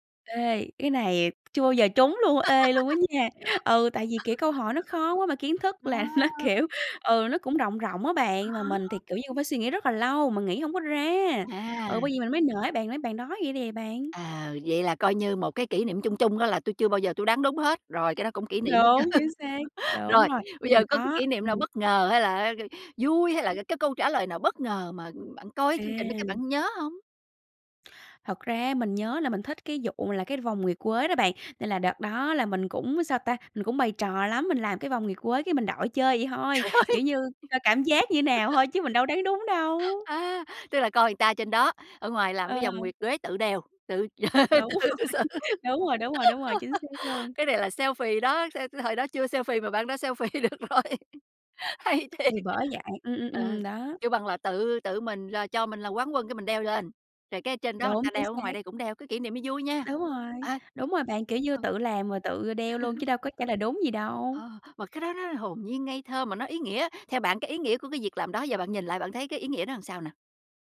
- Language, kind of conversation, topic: Vietnamese, podcast, Bạn nhớ nhất chương trình truyền hình nào thời thơ ấu?
- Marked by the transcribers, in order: tapping; giggle; other background noise; laughing while speaking: "là nó, kiểu"; laughing while speaking: "chứ"; laugh; laughing while speaking: "Trời ơi!"; laugh; laughing while speaking: "Đúng rồi"; laugh; laughing while speaking: "tự xử"; laugh; in English: "selfie"; in English: "selfie"; laughing while speaking: "selfie được rồi. Hay thiệt!"; in English: "selfie"; chuckle